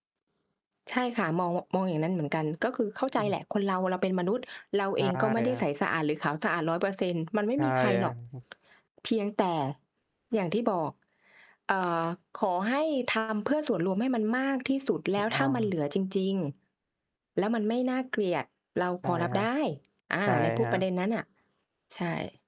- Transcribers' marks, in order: other background noise; tapping; distorted speech; chuckle; mechanical hum; "ถูกต้อง" said as "ถูกอ้อง"
- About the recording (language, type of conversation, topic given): Thai, unstructured, คุณคิดว่าประชาชนควรมีส่วนร่วมทางการเมืองมากแค่ไหน?